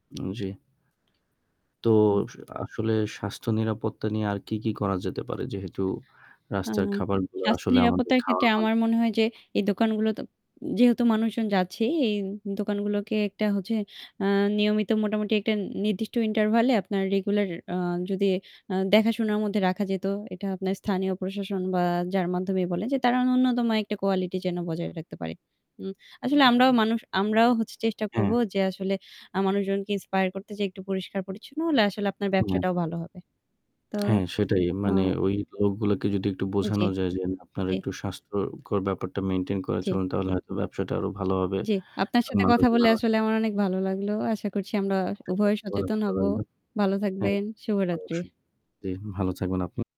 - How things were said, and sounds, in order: static; tapping; other background noise; distorted speech; unintelligible speech; unintelligible speech
- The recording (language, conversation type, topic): Bengali, unstructured, আপনি কি কখনো রাস্তার খাবার খেয়েছেন, আর আপনার অভিজ্ঞতা কেমন ছিল?